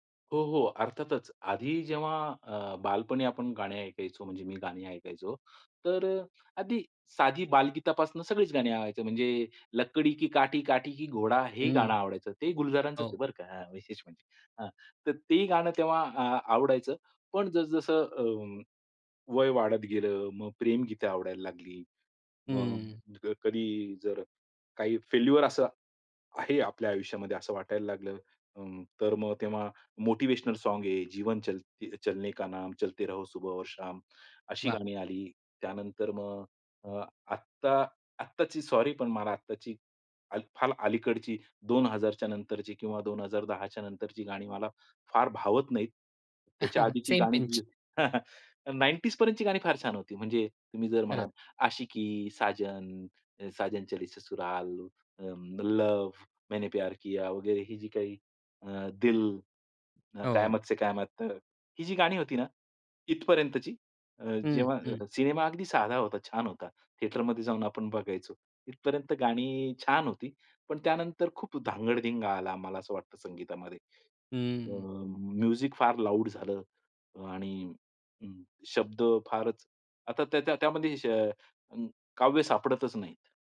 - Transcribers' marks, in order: in Hindi: "लकडी की काठी, काठी की घोडा"; in English: "फेल्युअर"; in English: "मोटिवेशनल सॉन्ग"; in Hindi: "जीवन चलते चलने का नाम, चलते रहो सुबह और शाम"; chuckle; in English: "सेम पिंच"; chuckle; in Hindi: "आशिकी, साजन, साजन चली ससुराल, लव्ह, मैंने प्यार किया"; in Hindi: "दिल, कयामत से कयामत तक"; in English: "म्युझीक"; in English: "लाउड"; other background noise
- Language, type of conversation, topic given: Marathi, podcast, कोणत्या कलाकाराचं संगीत तुला विशेष भावतं आणि का?